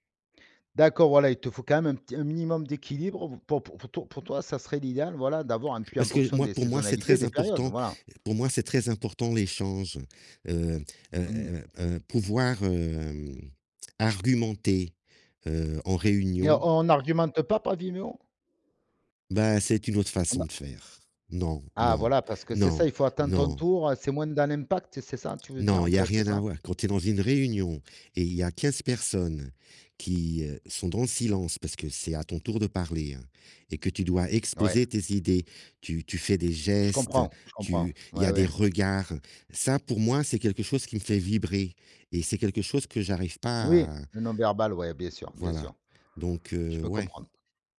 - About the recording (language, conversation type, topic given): French, podcast, Peux-tu me parler de ton expérience avec le télétravail ?
- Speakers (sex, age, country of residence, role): male, 45-49, France, host; male, 55-59, Portugal, guest
- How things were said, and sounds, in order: drawn out: "hem"